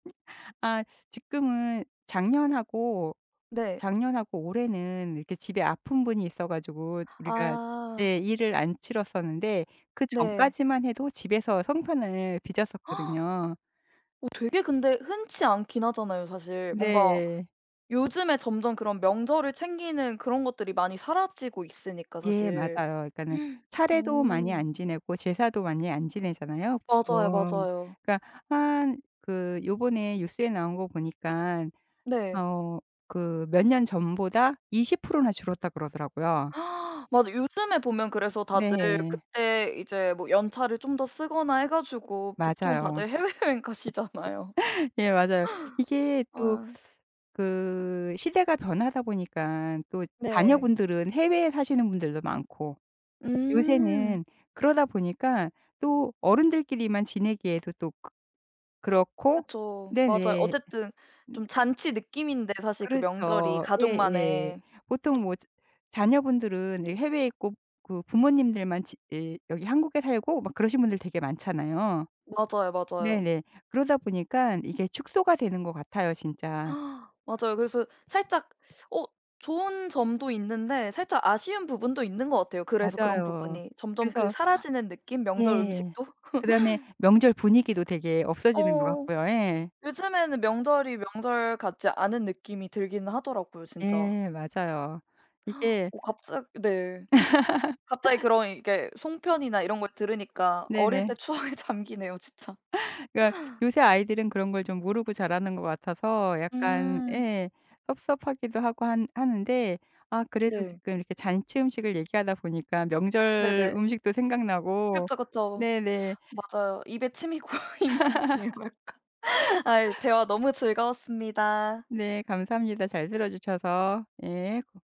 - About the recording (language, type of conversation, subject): Korean, podcast, 가장 기억에 남는 잔치 음식은 뭐예요?
- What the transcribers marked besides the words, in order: other background noise; gasp; tapping; gasp; gasp; laughing while speaking: "해외여행 가시잖아요"; gasp; laugh; laugh; laughing while speaking: "추억에 잠기네요 진짜"; laugh; laughing while speaking: "고이는데요 약간"; laughing while speaking: "아"